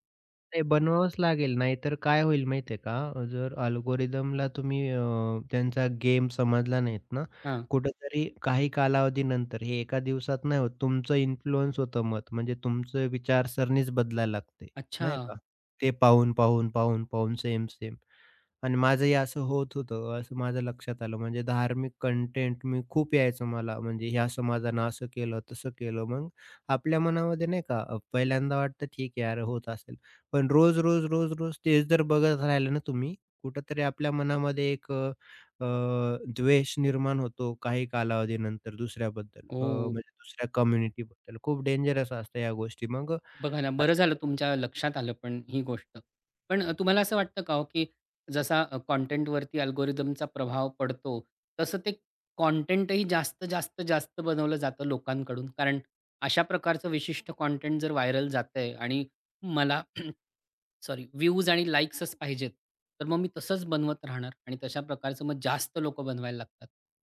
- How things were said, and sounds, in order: in English: "अल्गोरिदमला"; in English: "इन्फ्लुअन्स"; tapping; in English: "कम्युनिटीबद्दल"; in English: "अल्गोरिदमचा"; in English: "व्हायरल"; throat clearing
- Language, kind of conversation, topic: Marathi, podcast, सामग्रीवर शिफारस-यंत्रणेचा प्रभाव तुम्हाला कसा जाणवतो?